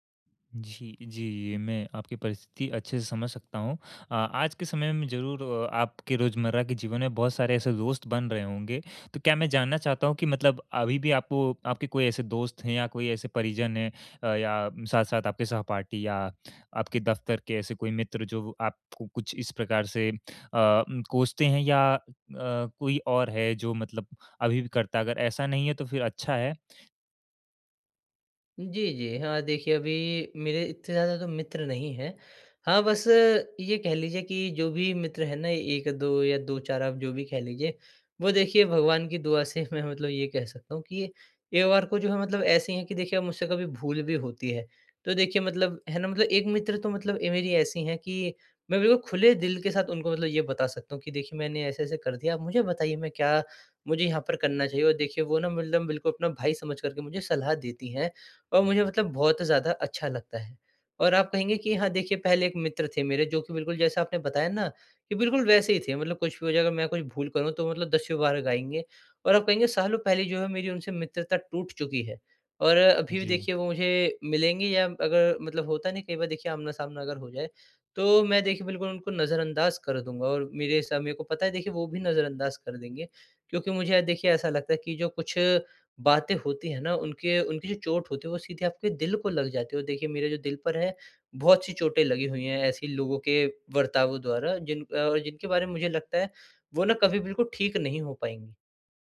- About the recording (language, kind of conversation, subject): Hindi, advice, मुझे अपनी गलती मानने में कठिनाई होती है—मैं सच्ची माफी कैसे मांगूँ?
- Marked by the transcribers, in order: laughing while speaking: "मैं मतलब"